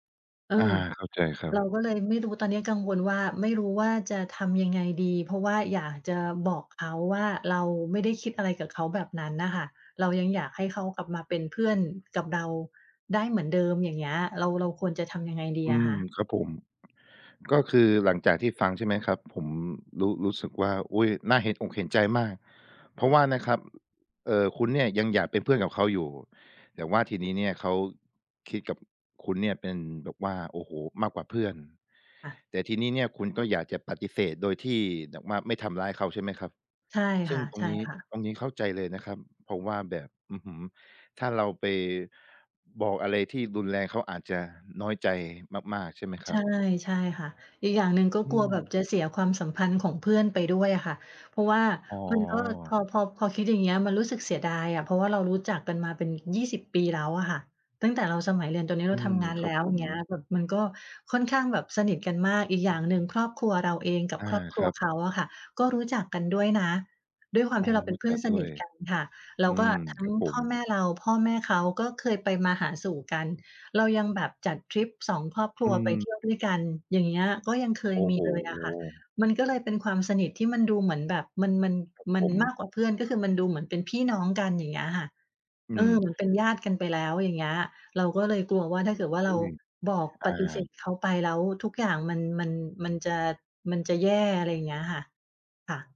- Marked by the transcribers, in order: tapping; other noise
- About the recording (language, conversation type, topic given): Thai, advice, จะบอกเลิกความสัมพันธ์หรือมิตรภาพอย่างไรให้สุภาพและให้เกียรติอีกฝ่าย?